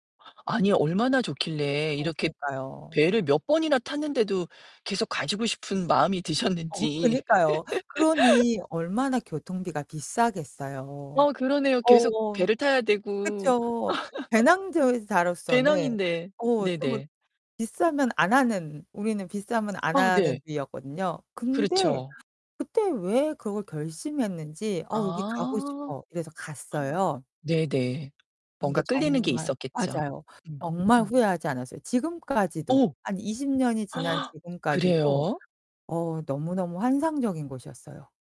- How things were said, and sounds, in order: laugh; laugh; drawn out: "아"; other background noise; tapping; gasp
- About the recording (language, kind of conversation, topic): Korean, podcast, 인생에서 가장 기억에 남는 여행은 무엇이었나요?